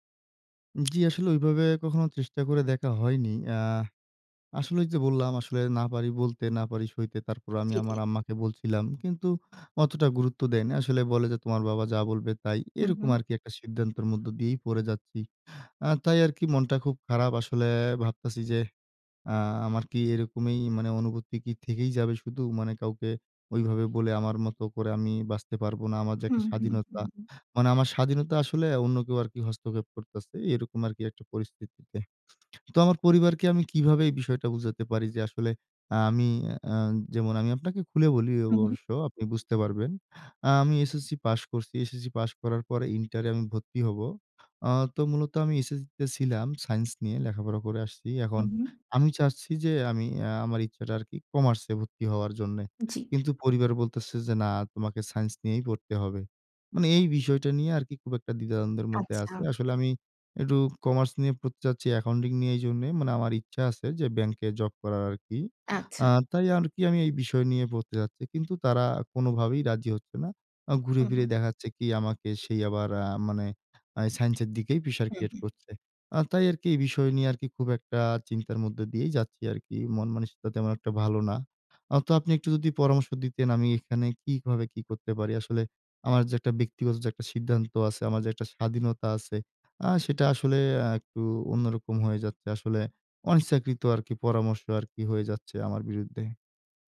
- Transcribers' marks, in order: other background noise
- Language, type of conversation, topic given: Bengali, advice, ব্যক্তিগত অনুভূতি ও স্বাধীনতা বজায় রেখে অনিচ্ছাকৃত পরামর্শ কীভাবে বিনয়ের সঙ্গে ফিরিয়ে দিতে পারি?